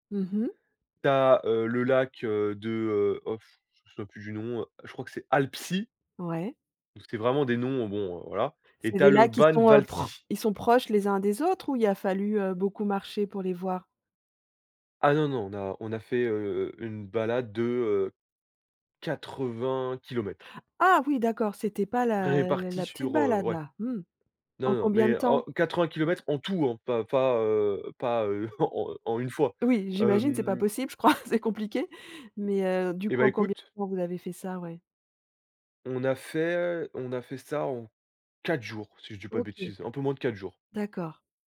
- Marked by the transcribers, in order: laugh
- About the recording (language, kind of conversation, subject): French, podcast, Quelle randonnée t’a fait changer de perspective ?